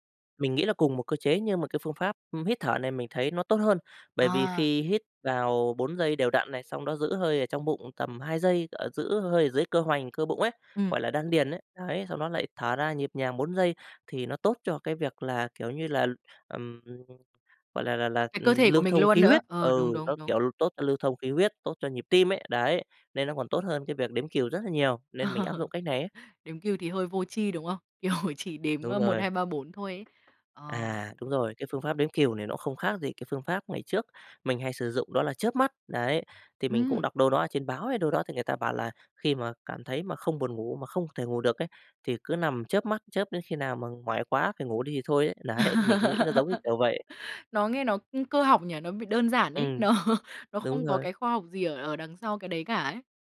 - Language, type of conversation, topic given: Vietnamese, podcast, Mẹo ngủ ngon để mau hồi phục
- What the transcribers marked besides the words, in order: tapping; laugh; laughing while speaking: "Kiểu"; other background noise; laugh; laughing while speaking: "nó"